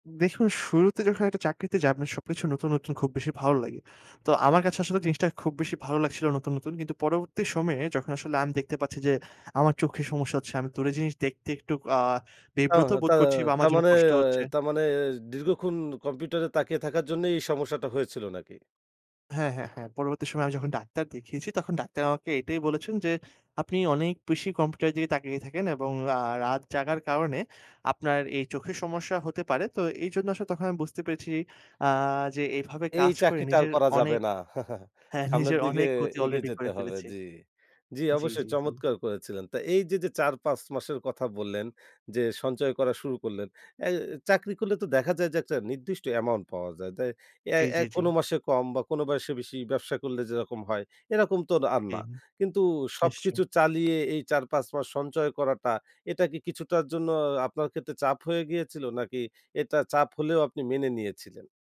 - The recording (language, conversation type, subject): Bengali, podcast, কাজ বদলানোর সময় আপনার আর্থিক প্রস্তুতি কেমন থাকে?
- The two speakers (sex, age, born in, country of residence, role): male, 25-29, Bangladesh, Bangladesh, host; male, 50-54, Bangladesh, Bangladesh, guest
- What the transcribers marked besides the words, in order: "দেখুন" said as "দেখু"; tapping; other background noise; chuckle; laughing while speaking: "নিজের"